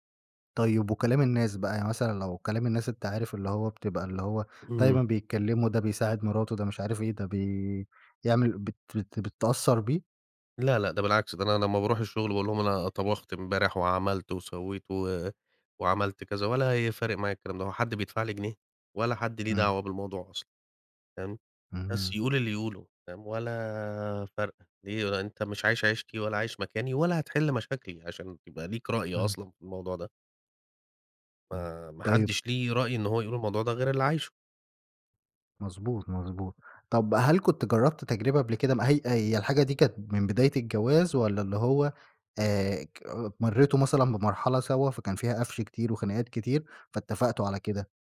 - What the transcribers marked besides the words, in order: none
- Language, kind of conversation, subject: Arabic, podcast, إزاي شايفين أحسن طريقة لتقسيم شغل البيت بين الزوج والزوجة؟